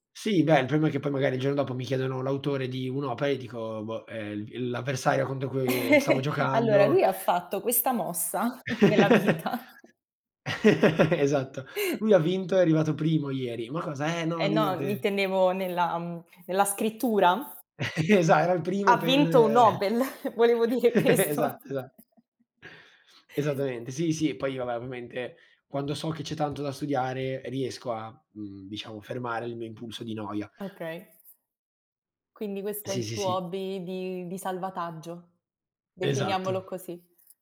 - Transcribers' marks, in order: other background noise; chuckle; chuckle; laugh; laughing while speaking: "nella vita"; tapping; laugh; laugh; chuckle; laugh; laughing while speaking: "questo"; chuckle
- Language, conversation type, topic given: Italian, unstructured, Qual è il tuo hobby preferito e perché ti piace così tanto?